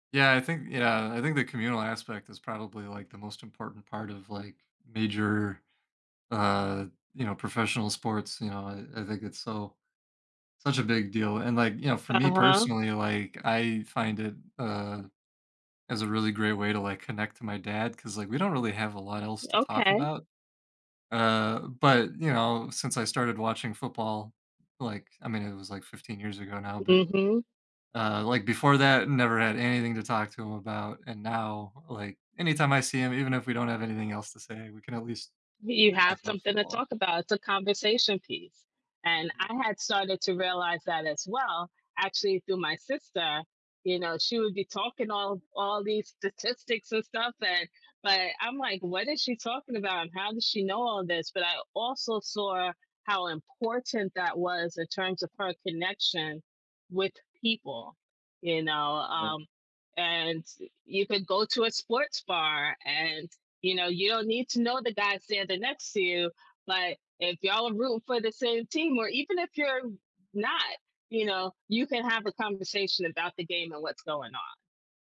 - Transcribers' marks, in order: other background noise
- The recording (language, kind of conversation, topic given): English, unstructured, How does being active in sports compare to being a fan when it comes to enjoyment and personal growth?
- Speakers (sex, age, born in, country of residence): female, 40-44, United States, United States; male, 35-39, United States, United States